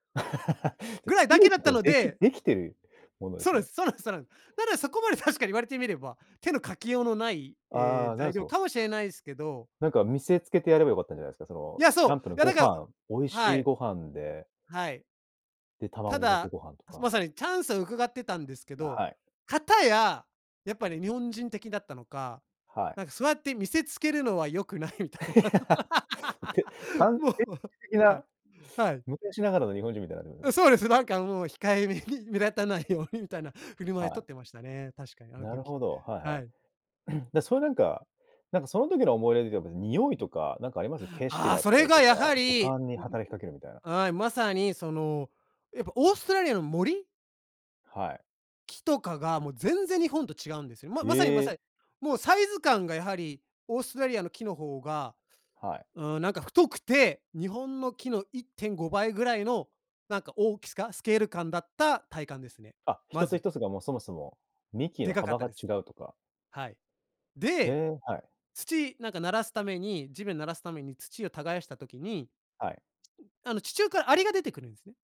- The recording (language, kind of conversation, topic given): Japanese, podcast, 好奇心に導かれて訪れた場所について、どんな体験をしましたか？
- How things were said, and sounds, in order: laugh; laugh; laughing while speaking: "良くないみたいな、そう。 もう"; laugh; laughing while speaking: "うん、そうです。なんかも … とってましたね"; throat clearing; anticipating: "ああ、それがやはり"; other noise